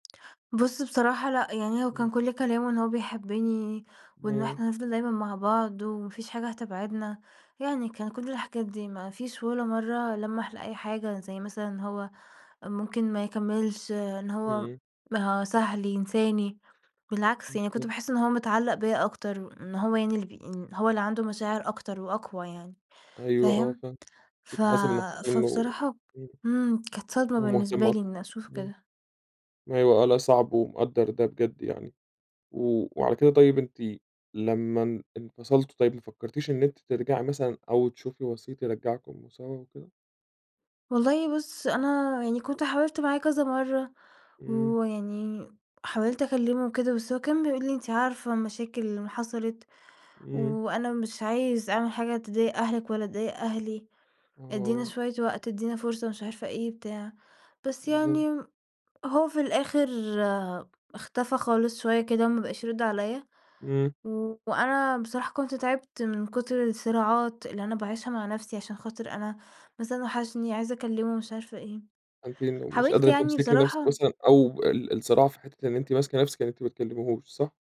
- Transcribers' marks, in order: other background noise; tapping
- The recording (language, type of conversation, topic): Arabic, advice, إزاي أتعامل لما أشوف شريكي السابق مع حد جديد؟